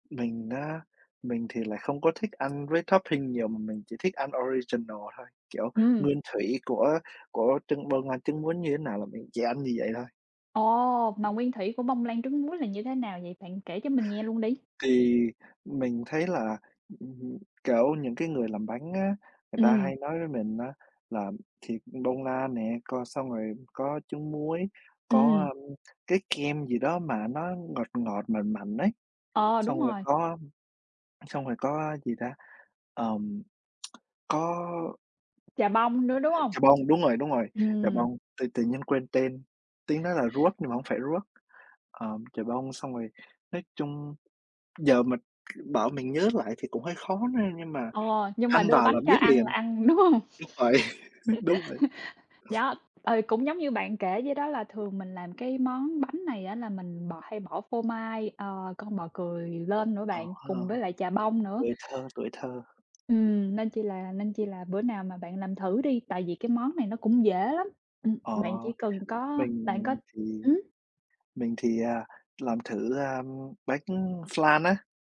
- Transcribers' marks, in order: tapping; in English: "topping"; in English: "original"; other background noise; tsk; laughing while speaking: "đúng hông?"; laughing while speaking: "vậy, đúng vậy"; chuckle; other noise
- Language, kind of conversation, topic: Vietnamese, unstructured, Món tráng miệng nào bạn không thể cưỡng lại được?
- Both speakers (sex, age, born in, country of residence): female, 25-29, Vietnam, United States; male, 20-24, Vietnam, United States